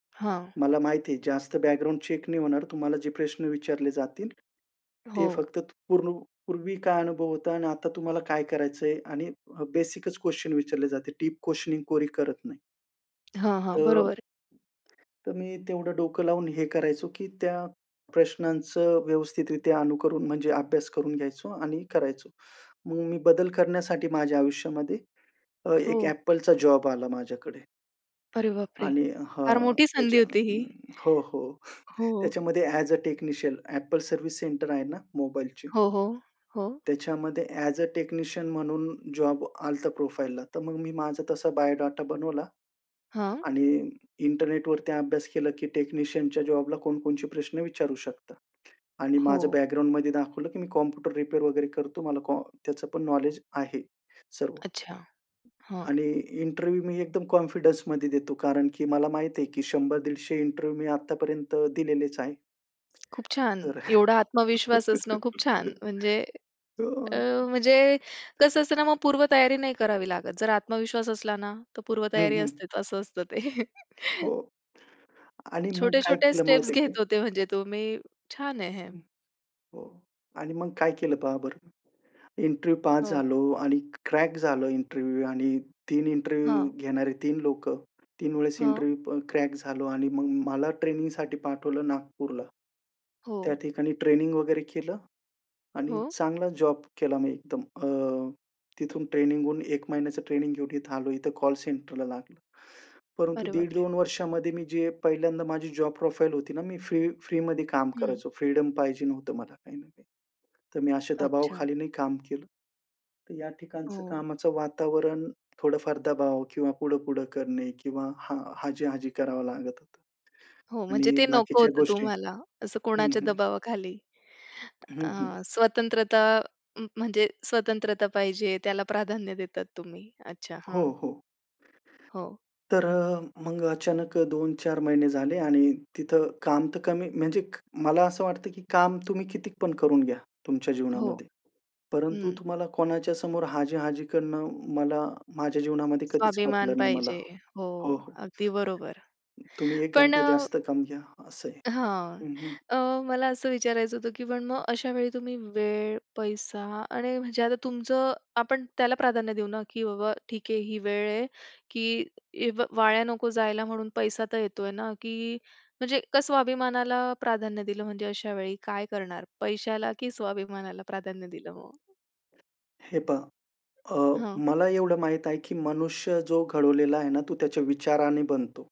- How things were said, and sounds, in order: in English: "बॅकग्राऊंड चेक"; in English: "दीप क्वेशनिंग"; other background noise; tapping; in English: "ॲस अ टेक्निशियन"; in English: "ॲज अ टेक्निशियन"; in English: "प्रोफाइलला"; in English: "टेक्निशियनच्या"; in English: "इंटरव्ह्यू"; in English: "कॉन्फिडन्समध्ये"; in English: "इंटरव्ह्यू"; laugh; chuckle; unintelligible speech; in English: "इंटरव्ह्यू"; in English: "इंटरव्ह्यू"; in English: "इंटरव्ह्यू"; in English: "इंटरव्ह्यू"; in English: "जॉब प्रोफाइल"; "किती" said as "कितीक"; "एखादं" said as "एखानदं"
- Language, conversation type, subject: Marathi, podcast, आयुष्यात मोठा बदल करायचा असेल तर तुमची प्रक्रिया काय असते?